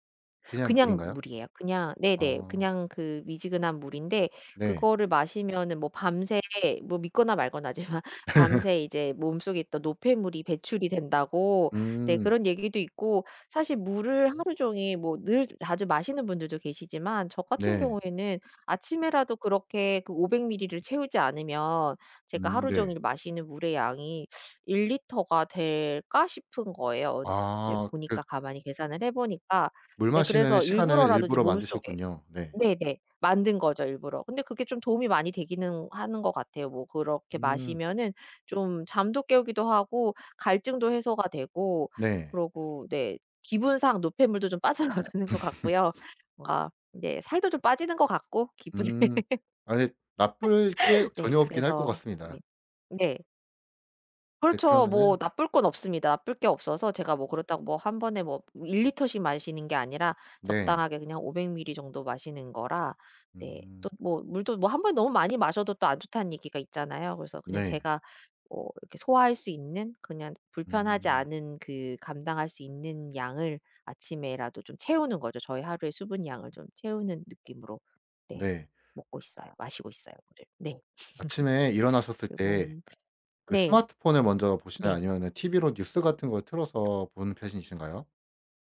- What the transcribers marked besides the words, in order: laughing while speaking: "말거나지만"; laughing while speaking: "빠져나가는 것"; laughing while speaking: "기분에"; laugh; other background noise; laugh
- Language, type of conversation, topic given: Korean, podcast, 아침 일과는 보통 어떻게 되세요?